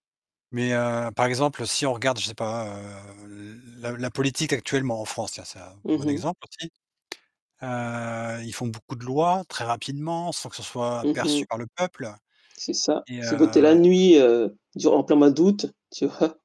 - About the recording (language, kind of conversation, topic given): French, unstructured, Comment décides-tu ce qui est juste ou faux ?
- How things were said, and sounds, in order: distorted speech; tapping; unintelligible speech; laughing while speaking: "vois ?"